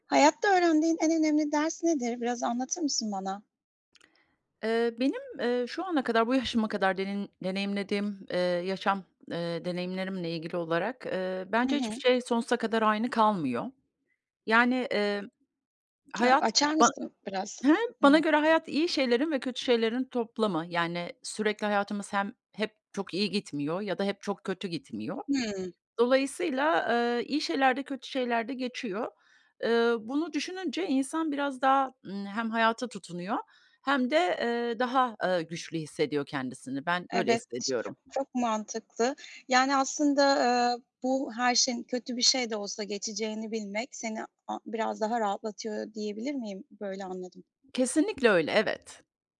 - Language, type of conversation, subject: Turkish, podcast, Hayatta öğrendiğin en önemli ders nedir?
- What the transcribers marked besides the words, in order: other background noise